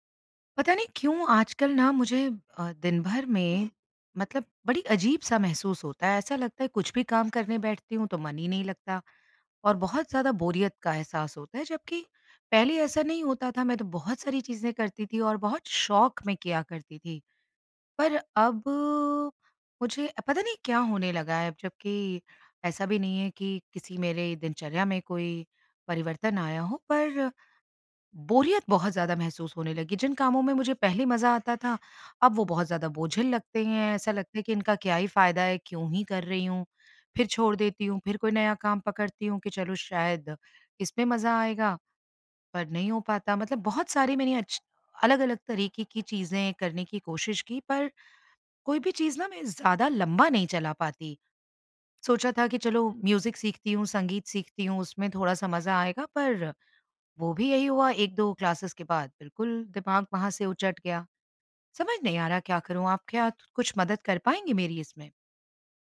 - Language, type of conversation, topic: Hindi, advice, रोज़मर्रा की दिनचर्या में मायने और आनंद की कमी
- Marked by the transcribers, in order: in English: "म्यूज़िक"; in English: "क्लासेस"